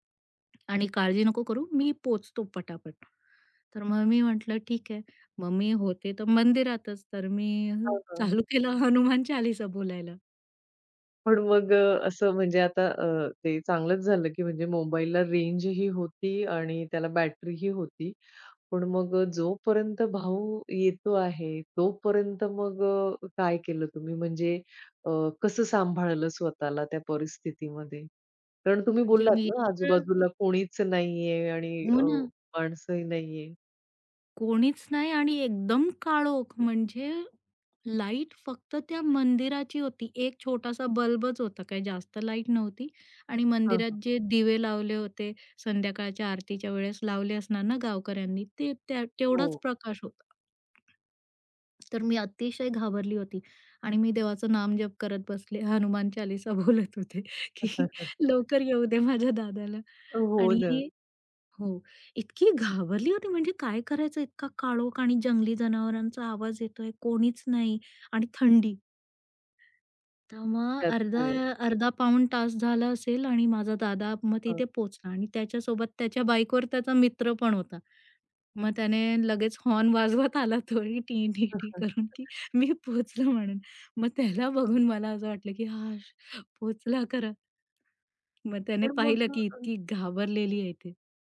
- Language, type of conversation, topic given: Marathi, podcast, रात्री वाट चुकल्यावर सुरक्षित राहण्यासाठी तू काय केलंस?
- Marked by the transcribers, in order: tapping; other background noise; laughing while speaking: "चालू केलं हनुमान चालीसा"; laughing while speaking: "बोलत होते, की लवकर येऊदे माझ्या दादाला"; chuckle; laughing while speaking: "वाजवत आला तोही टी-टी-टी करून … हाशः पोहोचला खरा"; chuckle